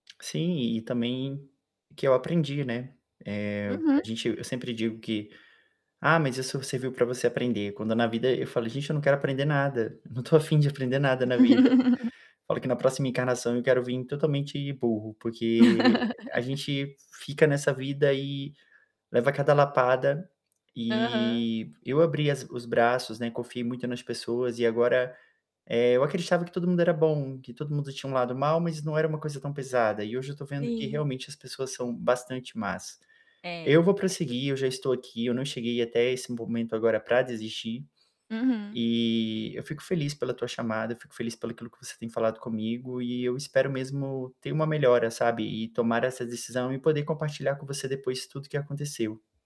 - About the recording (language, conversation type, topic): Portuguese, advice, Como posso lidar com o medo de que um erro me defina como pessoa?
- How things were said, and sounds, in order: static; tapping; laughing while speaking: "não tô a fim"; laugh; laugh; drawn out: "E"